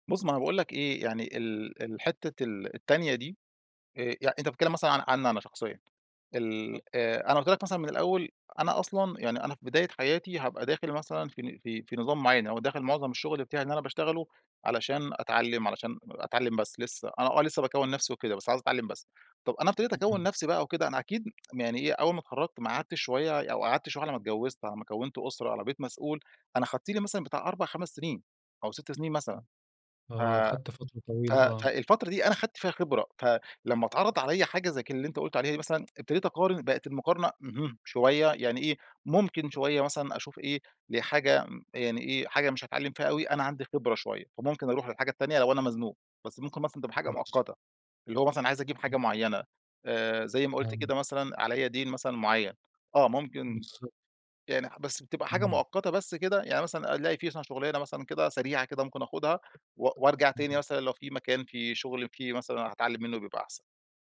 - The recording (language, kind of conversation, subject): Arabic, podcast, إزاي تختار بين راتب أعلى دلوقتي وفرصة تعلّم ونمو أسرع؟
- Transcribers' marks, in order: tsk; tapping